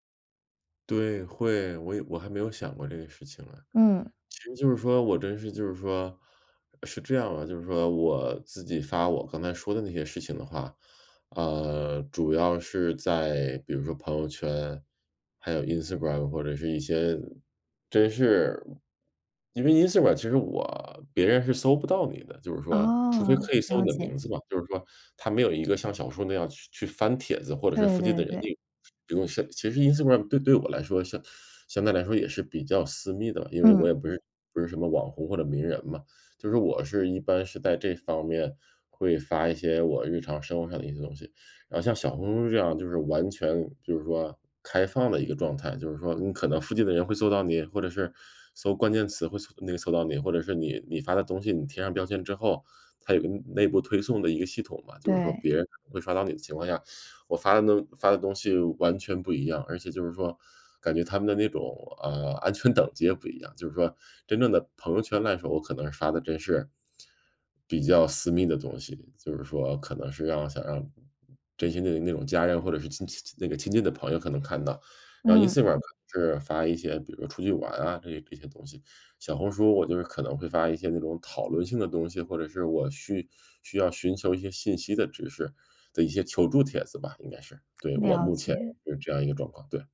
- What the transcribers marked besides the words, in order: laughing while speaking: "安全等级"
- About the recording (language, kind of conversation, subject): Chinese, advice, 我该如何在社交媒体上既保持真实又让人喜欢？